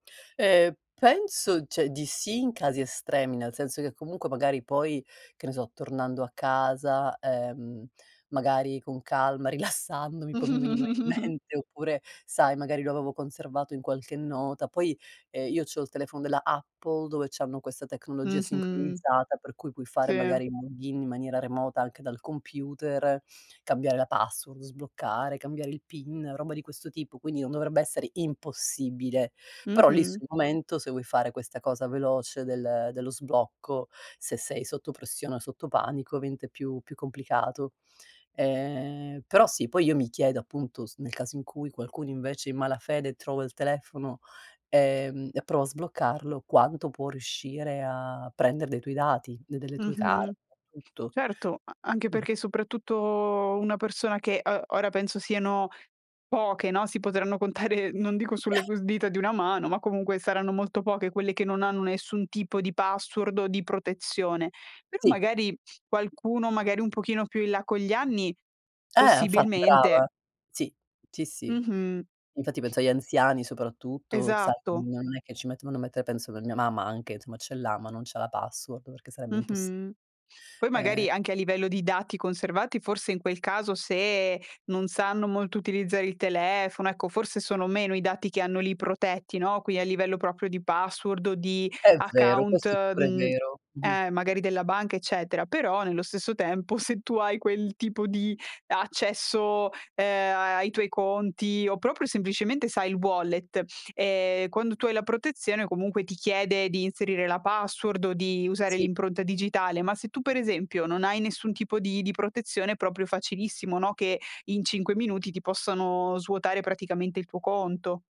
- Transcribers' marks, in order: "cioè" said as "ceh"; laughing while speaking: "rilassandomi"; laughing while speaking: "mente"; chuckle; other background noise; in English: "log in"; in English: "card"; laughing while speaking: "contare"; chuckle; "proprio" said as "propio"; in English: "wallet"
- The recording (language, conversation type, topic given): Italian, podcast, Hai mai perso il telefono mentre eri in viaggio?